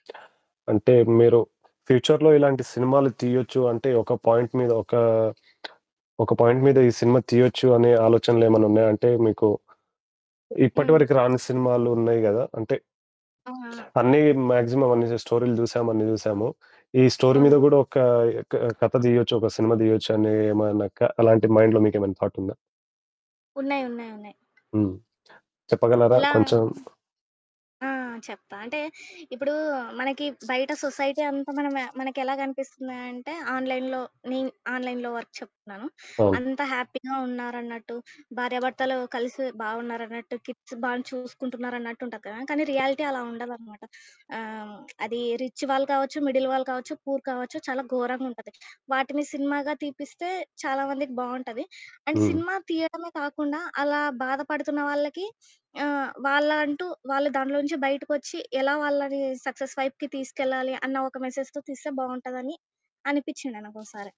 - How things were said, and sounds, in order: other background noise; static; in English: "ఫ్యూచర్‌లో"; in English: "పాయింట్"; in English: "పాయింట్"; in English: "మాగ్జిమం"; in English: "స్టోరీ"; in English: "మైండ్‌లో"; in English: "సొసైటీ"; in English: "ఆన్‌లైన్‌లో"; in English: "ఆన్‌లైన్‌లో"; in English: "హ్యాపీగా"; in English: "కిడ్స్"; in English: "రియాలిటీ"; in English: "రిచ్"; in English: "మిడిల్"; in English: "పూర్"; in English: "అండ్"; in English: "సక్సస్"; in English: "మెసేజ్‌తో"
- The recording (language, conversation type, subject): Telugu, podcast, మీకు ఇష్టమైన హాబీ ఏది?